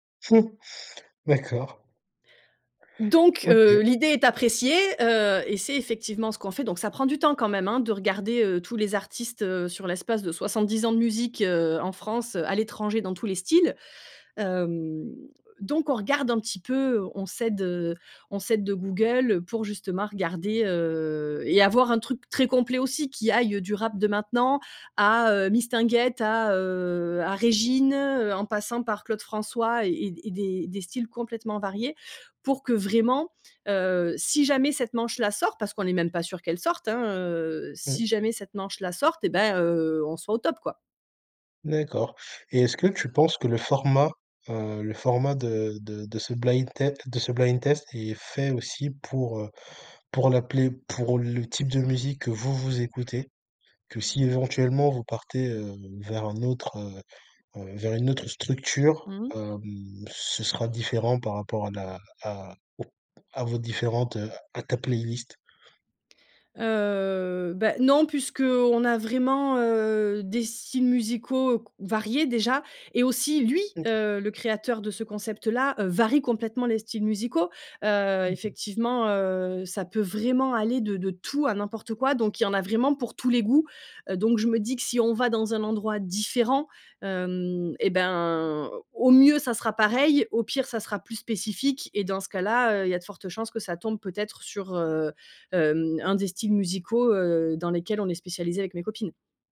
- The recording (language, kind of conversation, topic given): French, podcast, Raconte un moment où une playlist a tout changé pour un groupe d’amis ?
- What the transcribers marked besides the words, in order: chuckle; tapping; other background noise; drawn out: "Heu"; stressed: "vraiment"